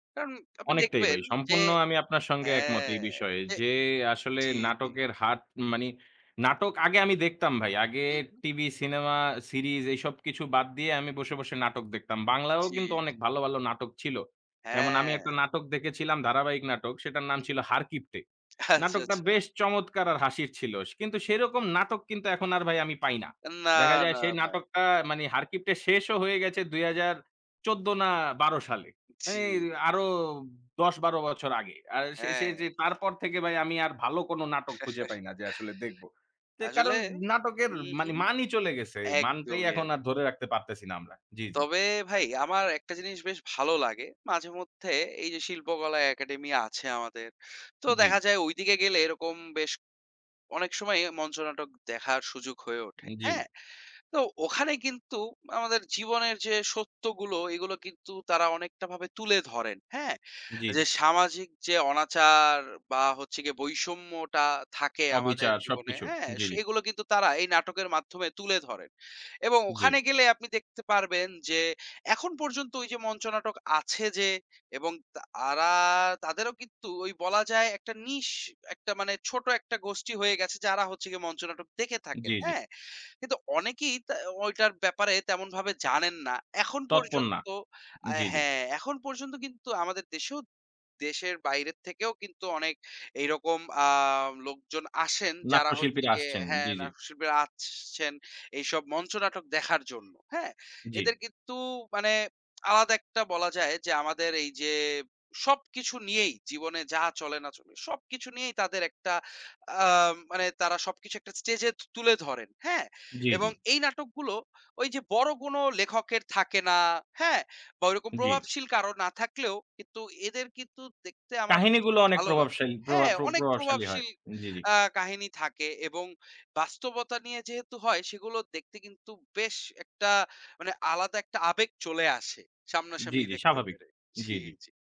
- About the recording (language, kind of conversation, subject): Bengali, unstructured, আপনি কেন নাটক দেখতে পছন্দ করেন?
- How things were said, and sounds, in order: chuckle; "তারা" said as "তাআরা"; in English: "niche"; horn; tsk